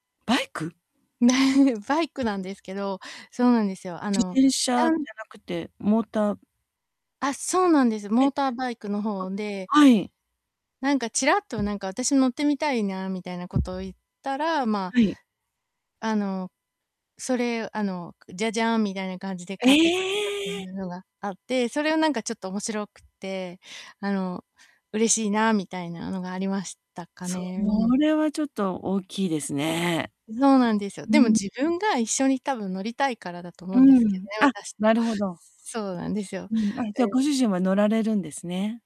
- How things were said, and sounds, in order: static; distorted speech; tapping
- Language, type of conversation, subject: Japanese, advice, 予算内で満足できる服や贈り物をどうやって見つければいいですか？